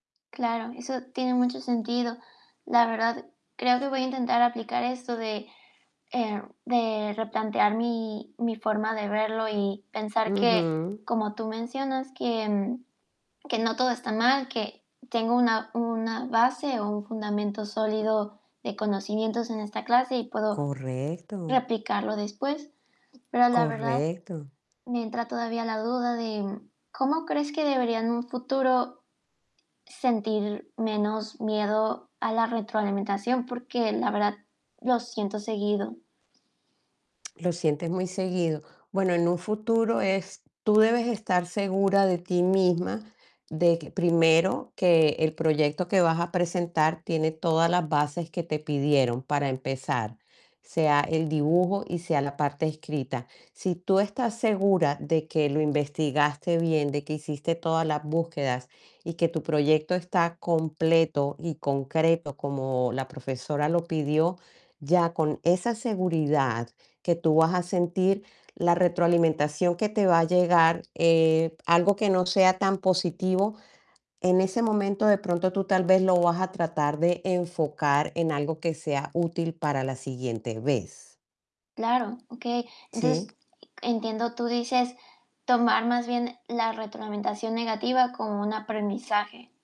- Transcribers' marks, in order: tapping; static; other noise; other background noise
- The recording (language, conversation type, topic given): Spanish, advice, ¿Cómo recibiste una crítica dura sobre un proyecto creativo?